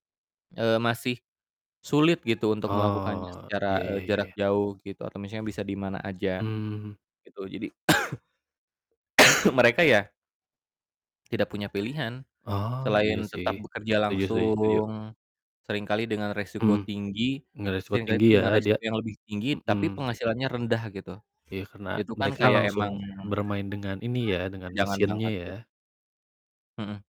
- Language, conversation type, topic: Indonesian, unstructured, Bagaimana menurutmu teknologi dapat memperburuk kesenjangan sosial?
- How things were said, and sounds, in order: other background noise; cough; tapping; background speech